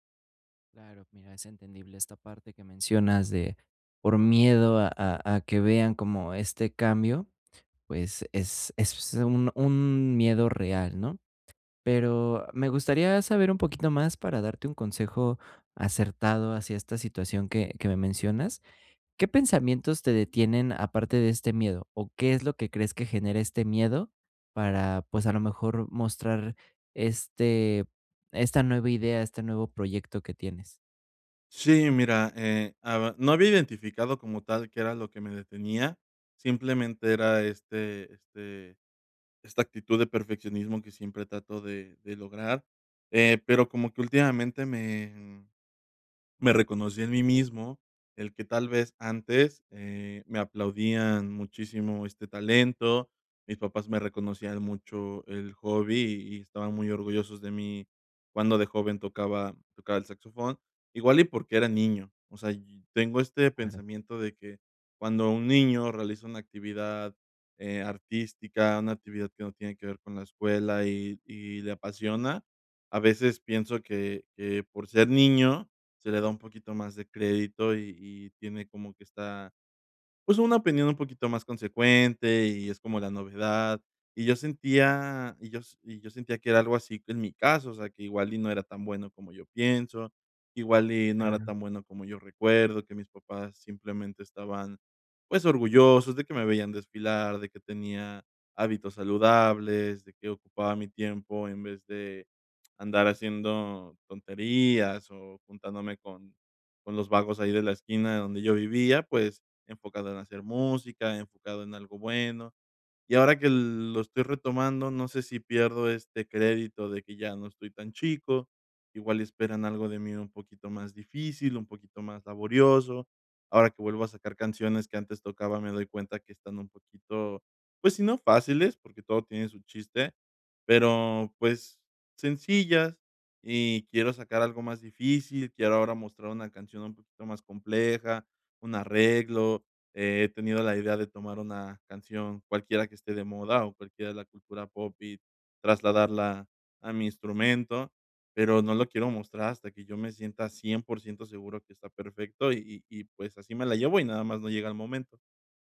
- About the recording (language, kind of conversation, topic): Spanish, advice, ¿Qué puedo hacer si mi perfeccionismo me impide compartir mi trabajo en progreso?
- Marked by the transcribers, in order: tapping